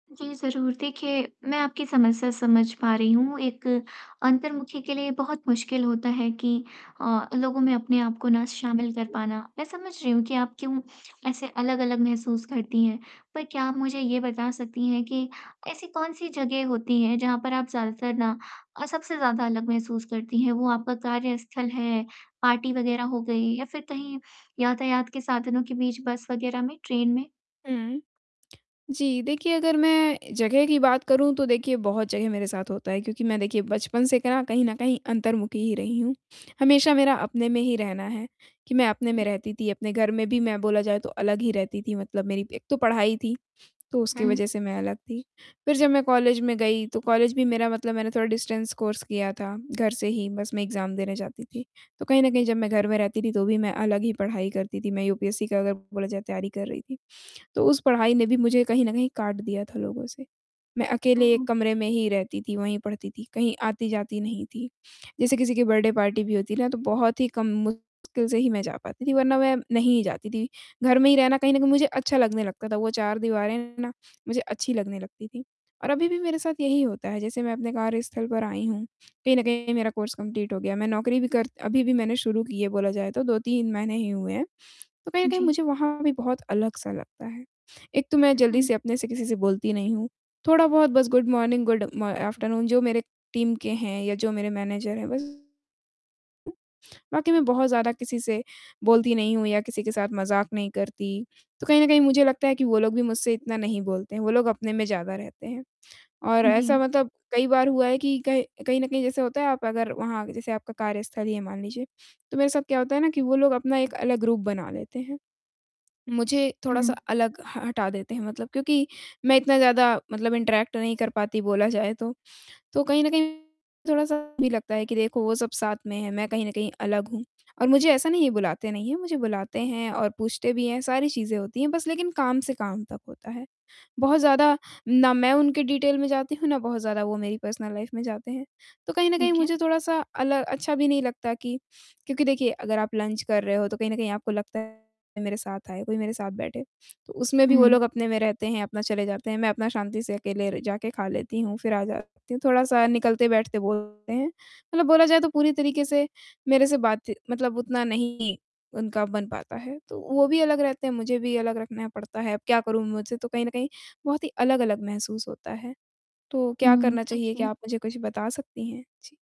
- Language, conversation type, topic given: Hindi, advice, भीड़ में रहते हुए मैं अक्सर अलग क्यों महसूस करता/करती हूँ, और मुझे क्या करना चाहिए?
- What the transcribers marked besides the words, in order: static; distorted speech; in English: "पार्टी"; lip smack; in English: "डिस्टेंस कोर्स"; in English: "एग्ज़ाम"; in English: "बर्थडे पार्टी"; in English: "कोर्स कंप्लीट"; in English: "गुड मॉर्निंग गुड"; in English: "आफ्टरनून"; in English: "टीम"; in English: "मैनेजर"; unintelligible speech; in English: "ग्रुप"; in English: "इंटरैक्ट"; in English: "डिटेल"; in English: "पर्सनल लाइफ़"; in English: "लंच"; other background noise